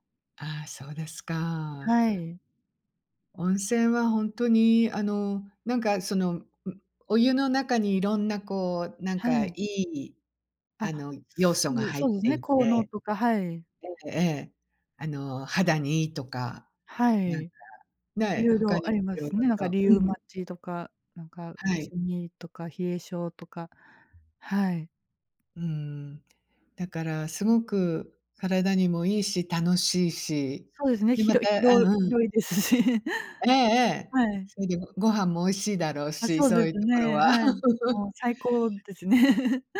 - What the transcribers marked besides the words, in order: tapping; chuckle; laugh; laughing while speaking: "ですね"; chuckle
- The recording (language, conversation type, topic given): Japanese, podcast, お風呂でリラックスするためのコツはありますか？